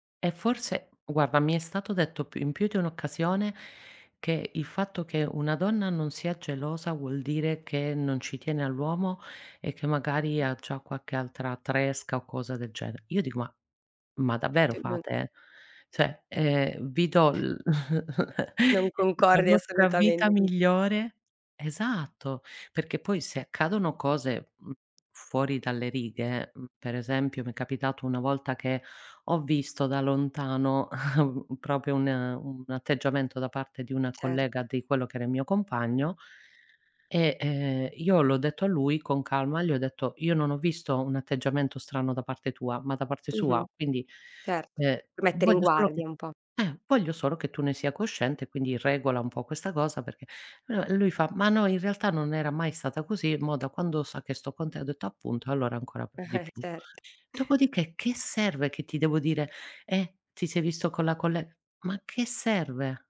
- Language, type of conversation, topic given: Italian, advice, Perché finisco per scegliere sempre lo stesso tipo di partner distruttivo?
- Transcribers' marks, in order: other noise; other background noise; chuckle; "assolutamente" said as "assolutamende"; chuckle; chuckle